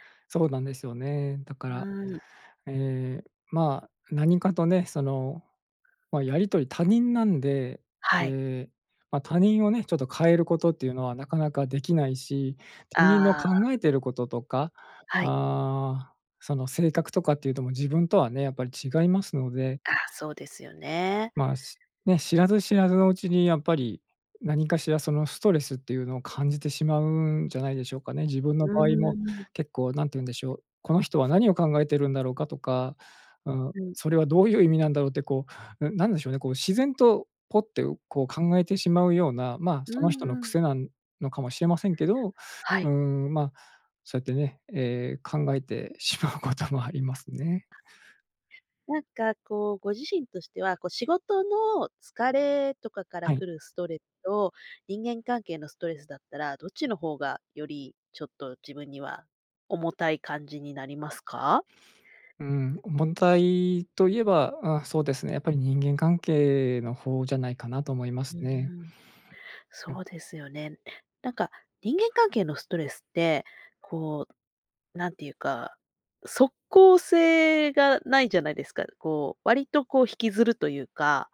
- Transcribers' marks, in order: laughing while speaking: "しまうことも"
- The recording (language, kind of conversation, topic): Japanese, podcast, ストレスがたまったとき、普段はどのように対処していますか？